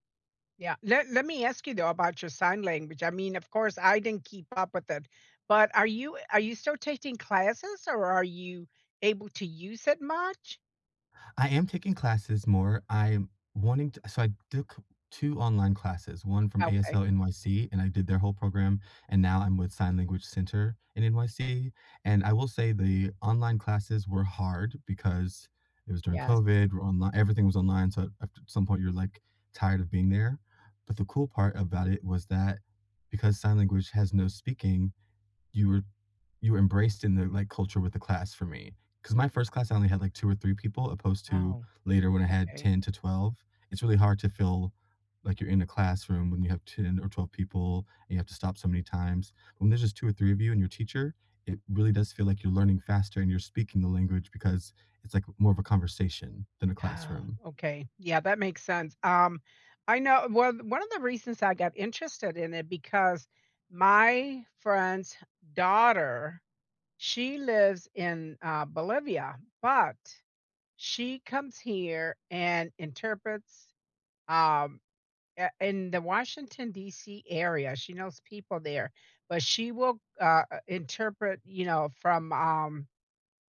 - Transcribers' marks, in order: tapping
- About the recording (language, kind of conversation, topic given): English, unstructured, What goal have you set that made you really happy?